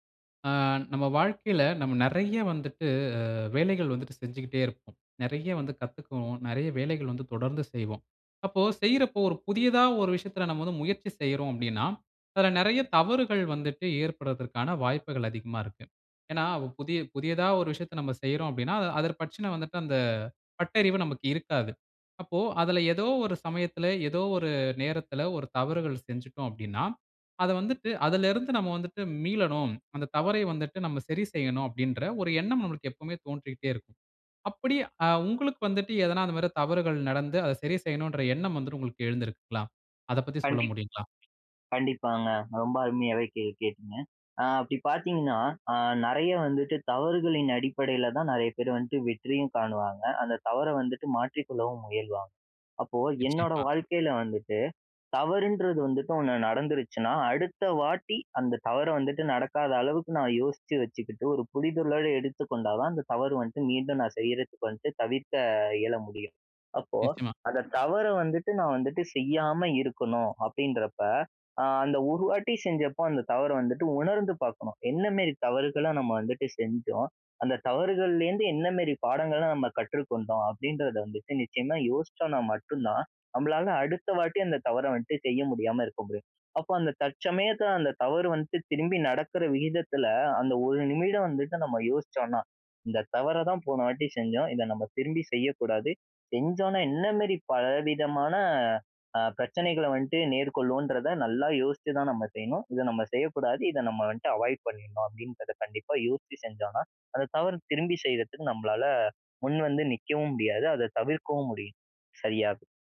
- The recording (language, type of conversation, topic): Tamil, podcast, அடுத்த முறை அதே தவறு மீண்டும் நடக்காமல் இருக்க நீங்கள் என்ன மாற்றங்களைச் செய்தீர்கள்?
- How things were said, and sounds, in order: "அதப்" said as "அதர்"; other noise; "தவிர்க்க" said as "தவித்த"; "நம்மனால" said as "நம்பளால"; "மேற்கொள்வோன்றத" said as "நேர்கொள்ளுவோன்றத"